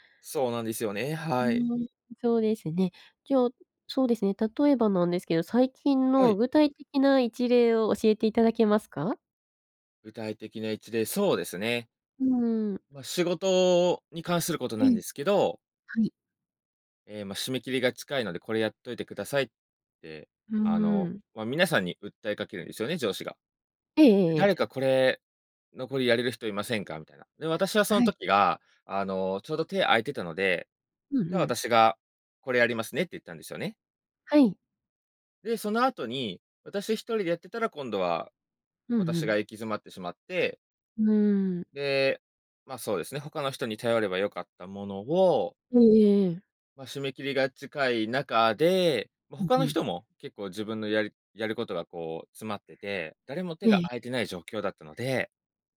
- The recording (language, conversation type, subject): Japanese, advice, なぜ私は人に頼らずに全部抱え込み、燃え尽きてしまうのでしょうか？
- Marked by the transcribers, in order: none